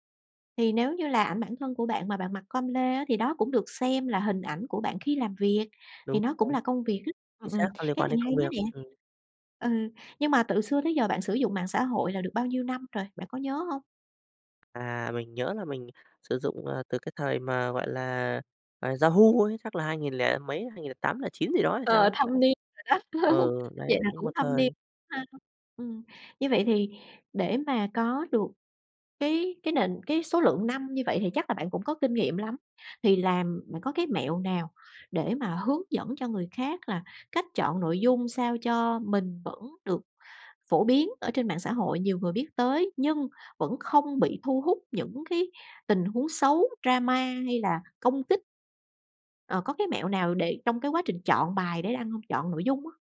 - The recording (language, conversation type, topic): Vietnamese, podcast, Bạn chọn chia sẻ điều gì và không chia sẻ điều gì trên mạng xã hội?
- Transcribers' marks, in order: tapping; chuckle; other background noise; in English: "drama"